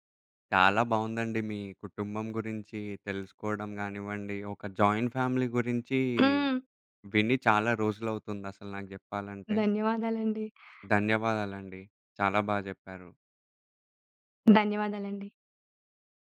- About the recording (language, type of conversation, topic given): Telugu, podcast, కుటుంబ బంధాలను బలపరచడానికి పాటించాల్సిన చిన్న అలవాట్లు ఏమిటి?
- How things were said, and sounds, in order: in English: "జాయింట్ ఫ్యామిలీ"; tapping